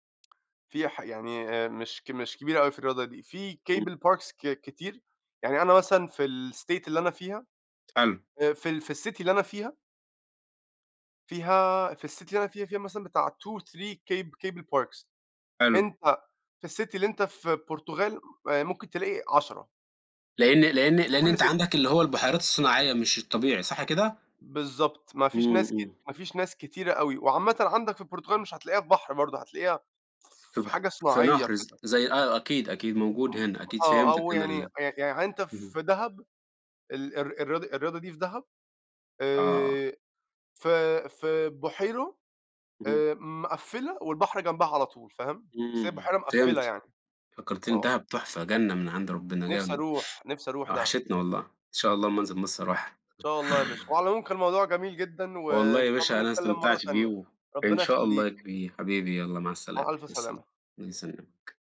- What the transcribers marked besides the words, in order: in English: "cable parks"; in English: "الstate"; in English: "الcity"; in English: "الcity"; in English: "two، three cab cable parks"; in English: "الcity"; tapping; in English: "city"; other noise; "بُحيرة" said as "بُحيرو"
- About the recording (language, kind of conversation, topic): Arabic, unstructured, إيه العادة اللي نفسك تطورها؟